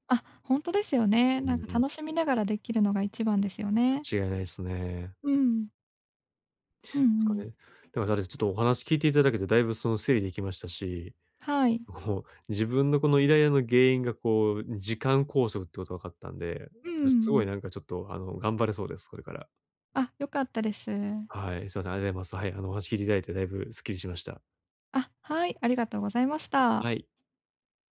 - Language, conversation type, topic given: Japanese, advice, 気分に左右されずに習慣を続けるにはどうすればよいですか？
- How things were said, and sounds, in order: laughing while speaking: "そこもう"